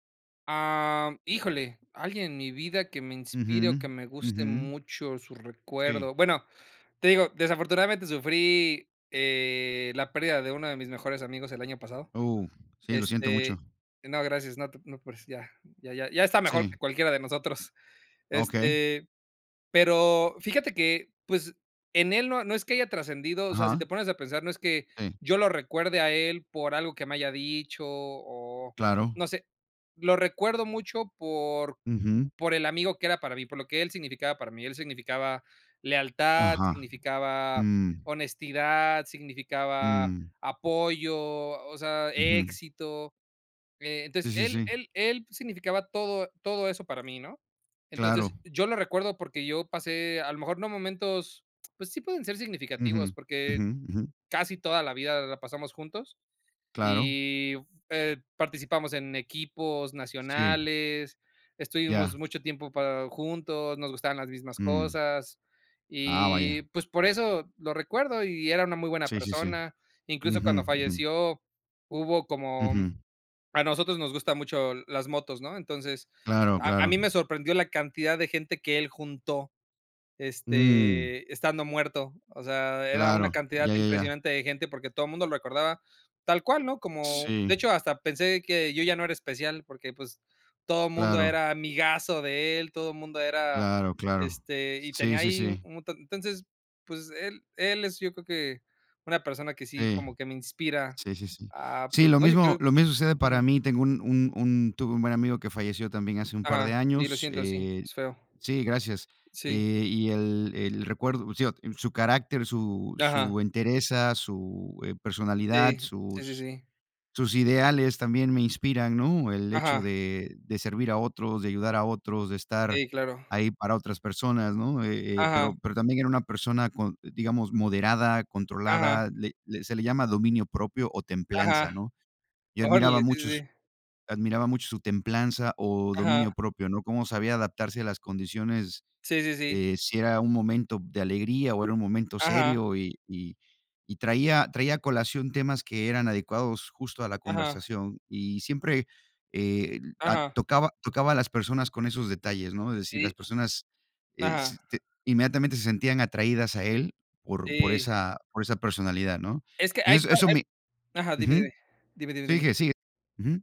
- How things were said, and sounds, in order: unintelligible speech; other noise; other background noise
- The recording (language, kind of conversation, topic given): Spanish, unstructured, ¿Cómo te gustaría que te recordaran después de morir?